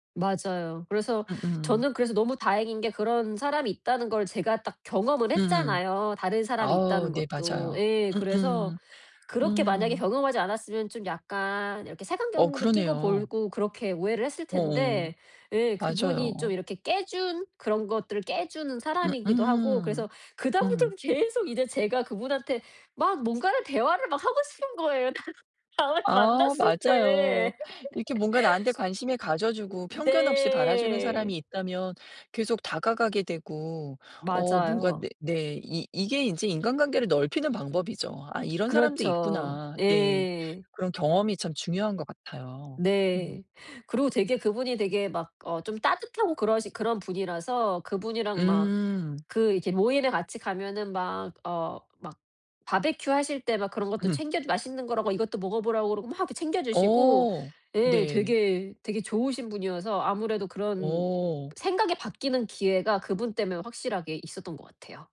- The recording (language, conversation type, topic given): Korean, advice, 새로운 사람들 속에서 어떻게 하면 소속감을 느낄 수 있을까요?
- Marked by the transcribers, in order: "보고" said as "볼고"; laughing while speaking: "다음 다음에 만났을 때"; laugh